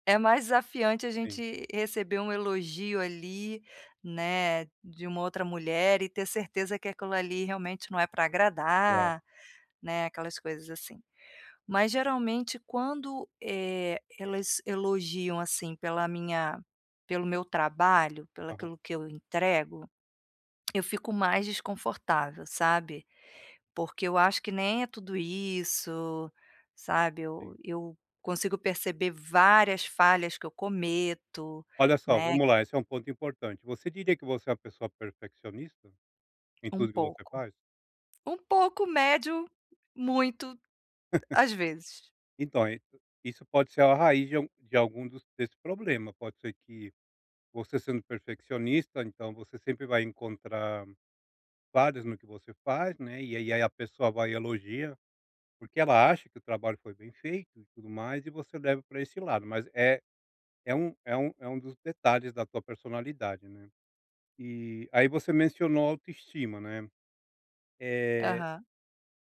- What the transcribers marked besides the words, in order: chuckle
- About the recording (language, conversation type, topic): Portuguese, advice, Como posso aceitar elogios com mais naturalidade e sem ficar sem graça?
- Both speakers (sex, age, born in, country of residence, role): female, 45-49, Brazil, Portugal, user; male, 40-44, United States, United States, advisor